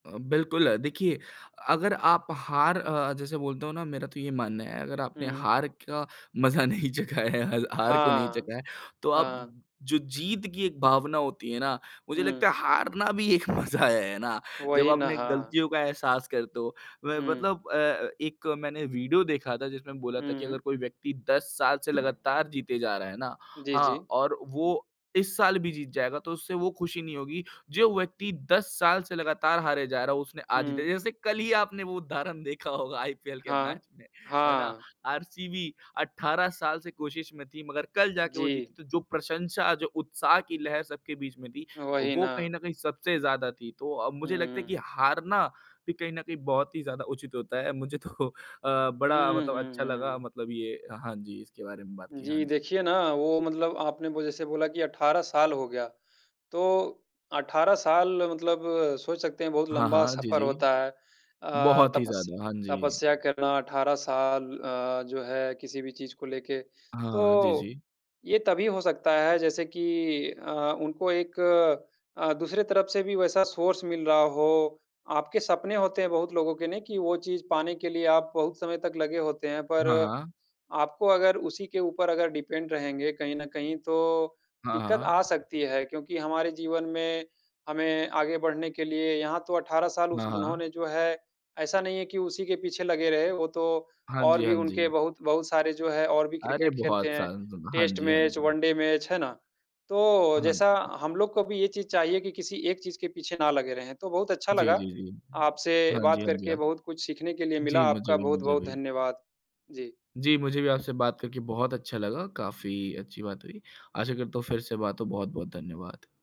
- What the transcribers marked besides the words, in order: laughing while speaking: "मजा नहीं चखा है, हल"; laughing while speaking: "मज़ा है। है ना?"; other background noise; laughing while speaking: "उदाहरण देखा होगा आईपीएल के मैच में"; laughing while speaking: "तो"; in English: "सोर्स"; in English: "डिपेंड"; tapping; in English: "मैच"; in English: "मैच"
- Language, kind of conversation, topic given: Hindi, unstructured, क्या आपको लगता है कि खेलों से आत्मविश्वास बढ़ता है?